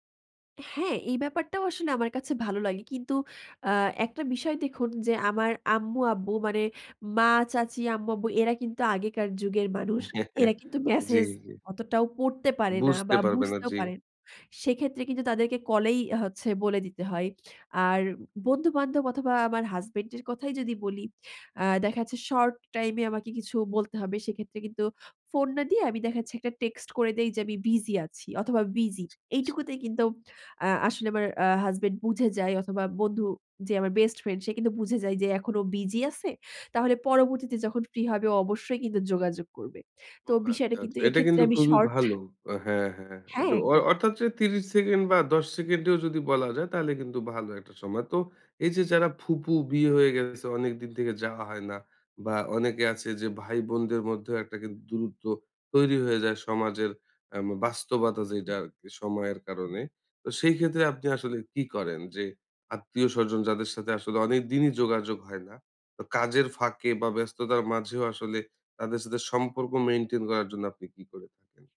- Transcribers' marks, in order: chuckle; tapping; lip smack
- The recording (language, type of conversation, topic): Bengali, podcast, কিভাবে পরিচিতিদের সঙ্গে সম্পর্ক ধরে রাখেন?